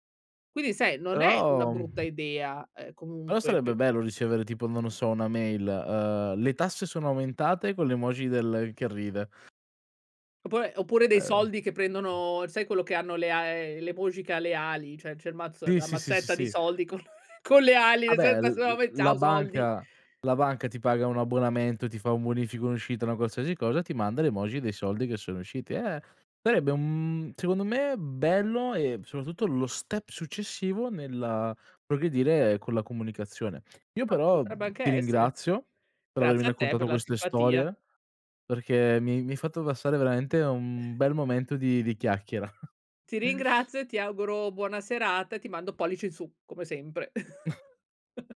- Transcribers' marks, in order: "Oppure-" said as "oppue"; tapping; other background noise; "cioè" said as "ceh"; chuckle; unintelligible speech; chuckle; other noise; chuckle
- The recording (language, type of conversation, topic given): Italian, podcast, Perché le emoji a volte creano equivoci?